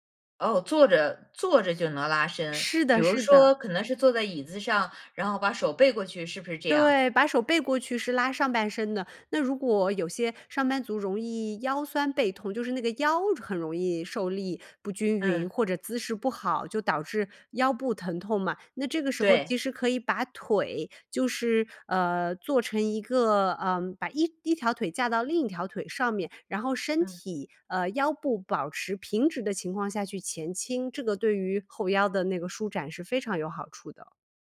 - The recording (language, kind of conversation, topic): Chinese, podcast, 午休时你通常怎么安排才觉得有效？
- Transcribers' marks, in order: none